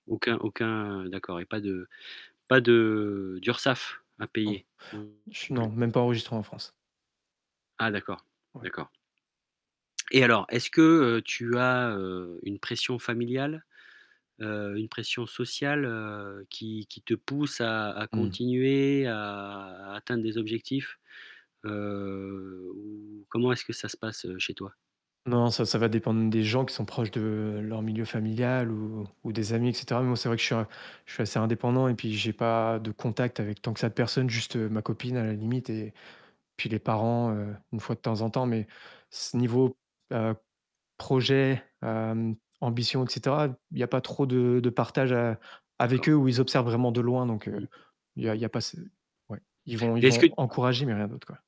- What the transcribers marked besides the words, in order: distorted speech; tapping; drawn out: "heu"; other background noise
- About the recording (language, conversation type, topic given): French, podcast, Comment savoir quand abandonner plutôt que persévérer ?